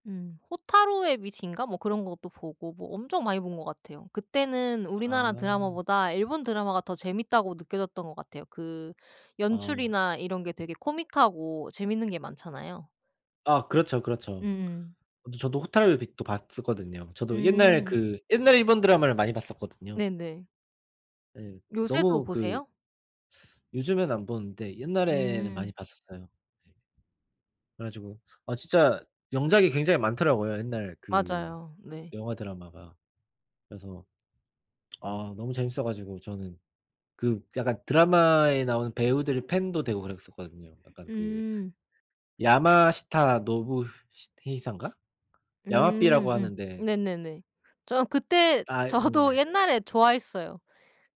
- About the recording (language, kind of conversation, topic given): Korean, unstructured, 최근에 본 드라마 중에서 추천할 만한 작품이 있나요?
- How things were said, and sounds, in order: other background noise; laughing while speaking: "저도"